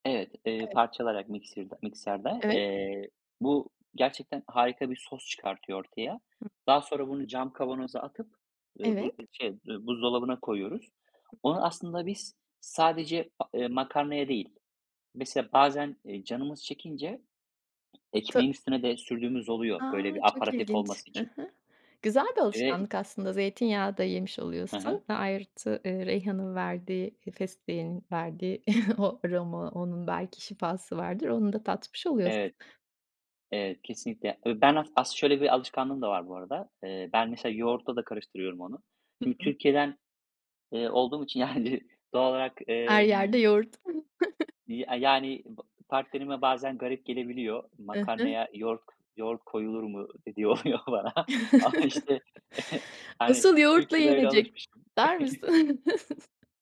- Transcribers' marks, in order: tapping; other background noise; unintelligible speech; laughing while speaking: "o aroma"; laughing while speaking: "yani"; chuckle; chuckle; laughing while speaking: "oluyor bana ama işte"; chuckle
- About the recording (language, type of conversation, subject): Turkish, podcast, Hızlı ama lezzetli akşam yemeği için hangi fikirlerin var?